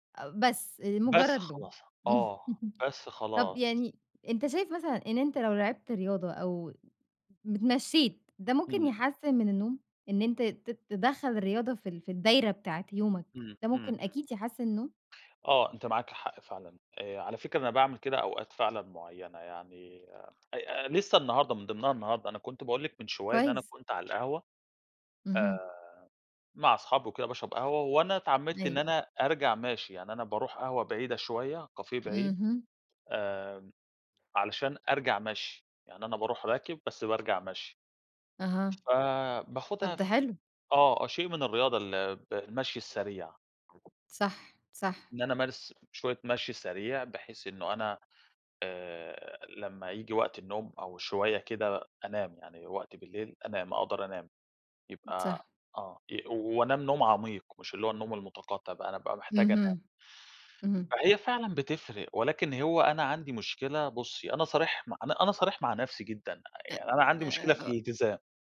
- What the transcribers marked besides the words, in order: chuckle; tapping; in English: "كافيه"; unintelligible speech
- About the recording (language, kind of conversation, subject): Arabic, podcast, إزاي بتحافظ على نومك؟